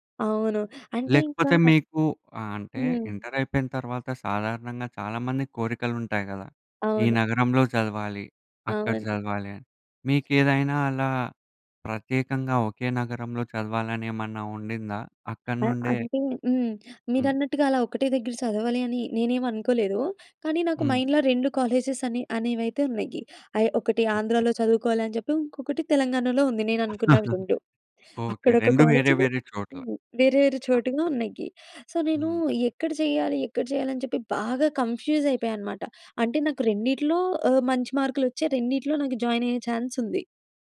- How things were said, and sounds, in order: in English: "మైండ్‌లో"; in English: "కాలేజెస్"; giggle; in English: "కాలేజ్"; in English: "సో"; in English: "కన్‌ఫ్యూజ్"; in English: "జాయిన్"; in English: "ఛాన్స్"
- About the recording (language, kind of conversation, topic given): Telugu, podcast, నువ్వు మెంటర్‌ను ఎలాంటి ప్రశ్నలు అడుగుతావు?